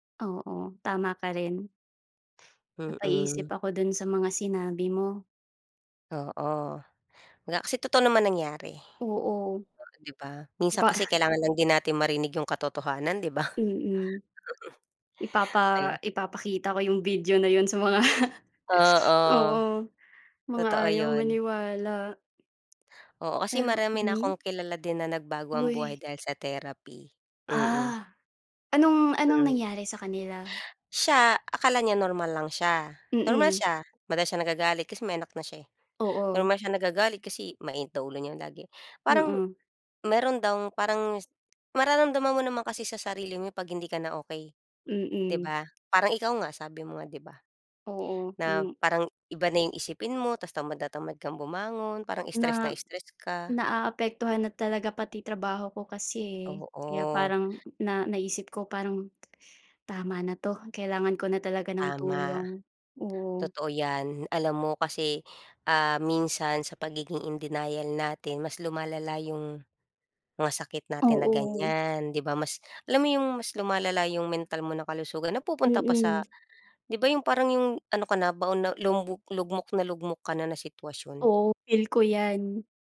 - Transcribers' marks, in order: laughing while speaking: "Ipa"; tapping; laughing while speaking: "'di ba?"; laughing while speaking: "sa mga"; lip smack
- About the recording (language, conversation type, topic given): Filipino, unstructured, Ano ang masasabi mo sa mga taong hindi naniniwala sa pagpapayo ng dalubhasa sa kalusugang pangkaisipan?